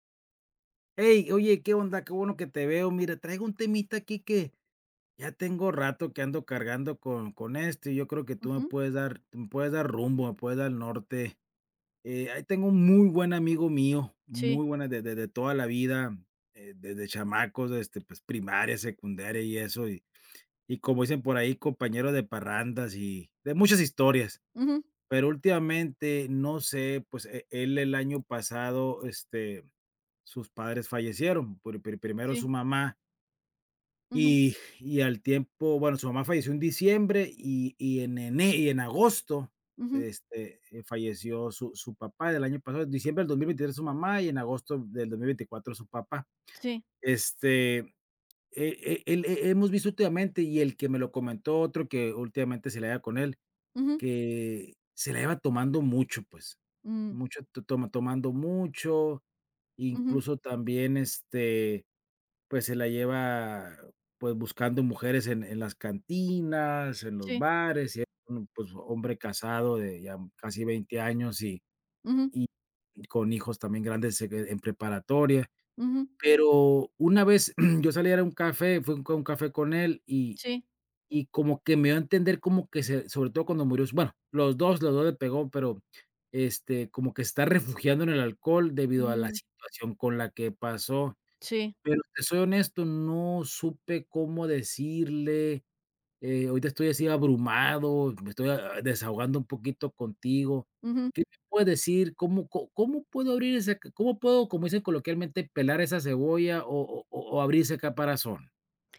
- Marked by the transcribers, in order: unintelligible speech; throat clearing
- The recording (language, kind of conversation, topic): Spanish, advice, ¿Cómo puedo hablar con un amigo sobre su comportamiento dañino?